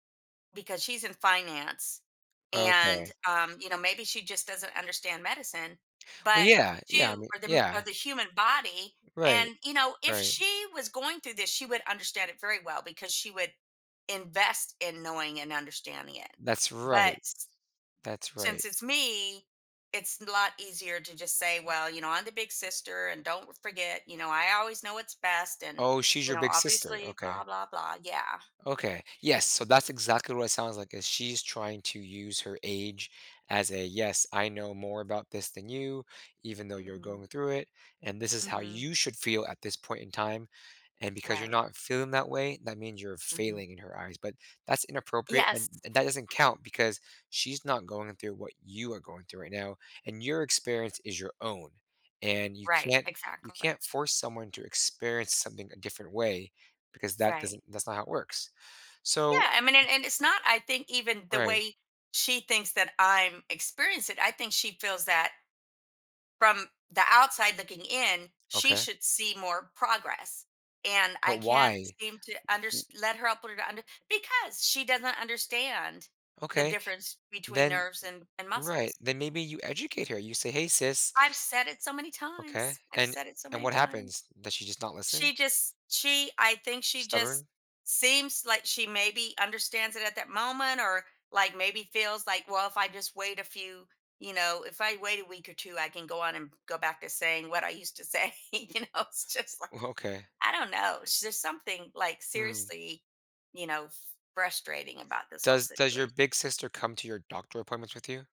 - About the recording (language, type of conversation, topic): English, advice, How can I stop managing my family's and coworkers' expectations?
- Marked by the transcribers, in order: other background noise; tapping; chuckle; unintelligible speech; laughing while speaking: "say, you know, it's just like"